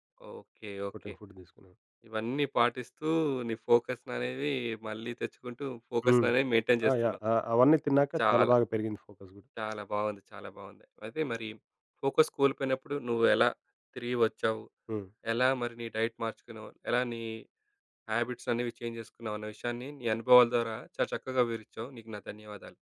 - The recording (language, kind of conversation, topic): Telugu, podcast, ఫోకస్ కోల్పోయినప్పుడు మళ్లీ దృష్టిని ఎలా కేంద్రీకరిస్తారు?
- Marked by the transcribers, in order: in English: "ప్రోటీన్ ఫుడ్"; in English: "మెయింటైన్"; other background noise; in English: "ఫోకస్"; in English: "ఫోకస్"; in English: "డైట్"; in English: "హ్యాబిట్స్"; in English: "చేంజ్"